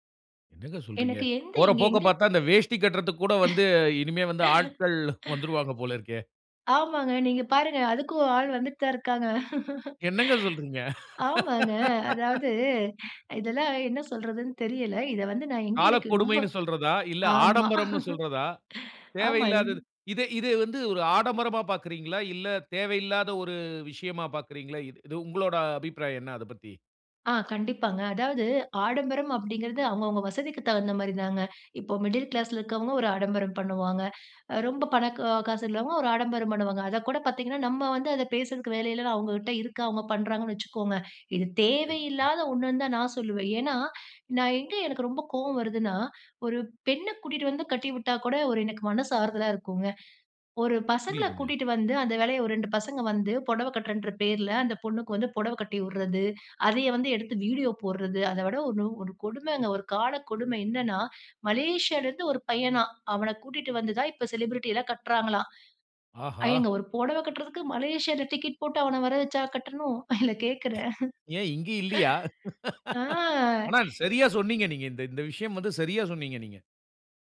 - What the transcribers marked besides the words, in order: surprised: "என்னங்க சொல்றீங்க?"; laughing while speaking: "ஆமாங்க, நீங்க பாருங்க. அதுக்கும் ஒரு … ஆமா. ஆமா. ரெண்"; chuckle; laughing while speaking: "என்னங்க சொல்றீங்க?"; angry: "காலக்கொடுமைன்னு சொல்றதா? இல்ல, ஆடம்பரம்ன்னு சொல்றதா? தேவையில்லாதது"; tapping; other background noise; laughing while speaking: "ஏன் இங்க இல்லியா?"; laughing while speaking: "இல்ல கேக்கிறேன்?"
- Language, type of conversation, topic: Tamil, podcast, மாடர்ன் ஸ்டைல் அம்சங்களை உங்கள் பாரம்பரியத்தோடு சேர்க்கும்போது அது எப்படிச் செயல்படுகிறது?